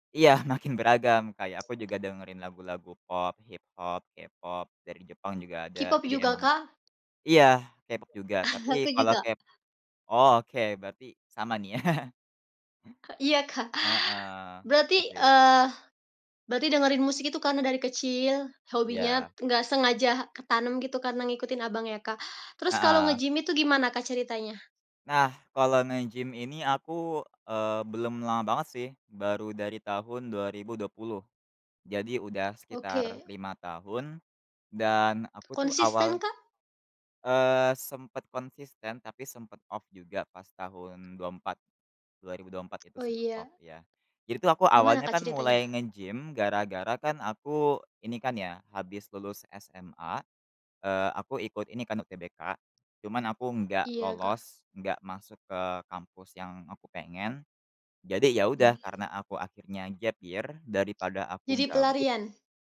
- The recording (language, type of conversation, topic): Indonesian, podcast, Bagaimana kamu mulai menekuni hobi itu?
- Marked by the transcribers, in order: background speech; tapping; chuckle; chuckle; other background noise; in English: "gap year"